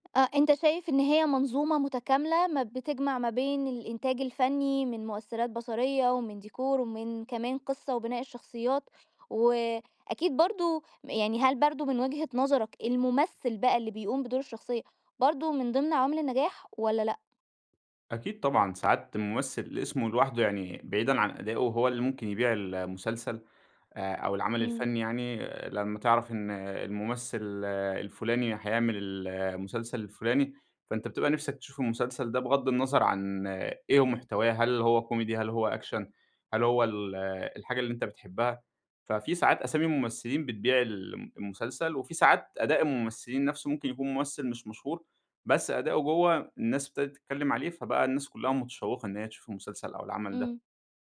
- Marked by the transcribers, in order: in English: "أكشن؟"; unintelligible speech
- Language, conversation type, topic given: Arabic, podcast, ليه بعض المسلسلات بتشدّ الناس ومبتخرجش من بالهم؟